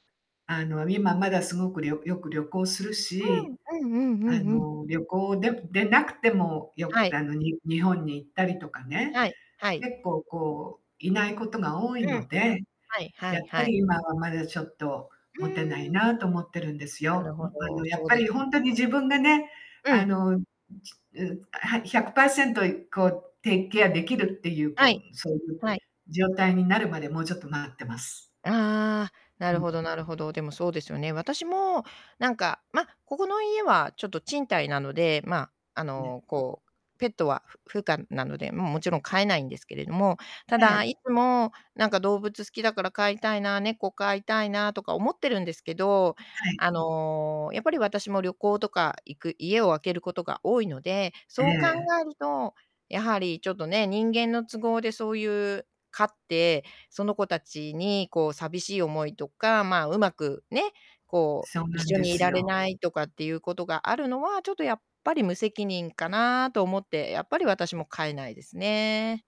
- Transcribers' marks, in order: in English: "take care"; distorted speech; other background noise
- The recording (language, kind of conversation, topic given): Japanese, unstructured, 動物のどんなところが可愛いと思いますか？